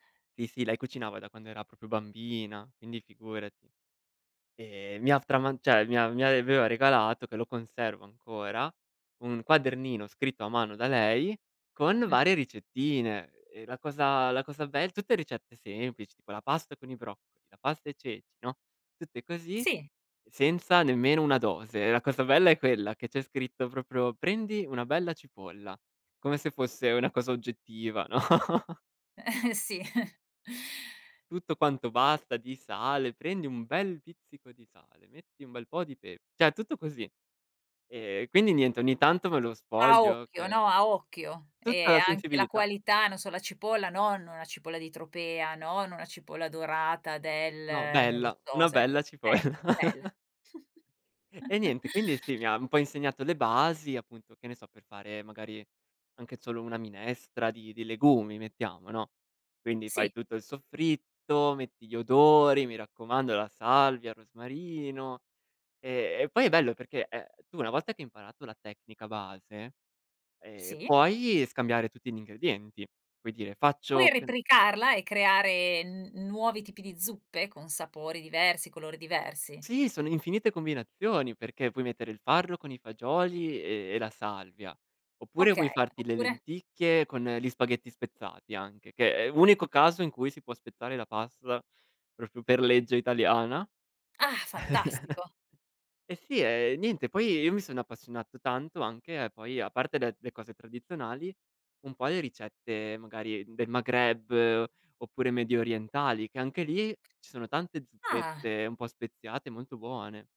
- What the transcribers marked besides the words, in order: laughing while speaking: "no?"; laugh; chuckle; "cioè" said as "ceh"; laughing while speaking: "cipolla"; laugh; chuckle; unintelligible speech; laugh
- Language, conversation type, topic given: Italian, podcast, Che ruolo hanno le ricette di famiglia tramandate nella tua vita?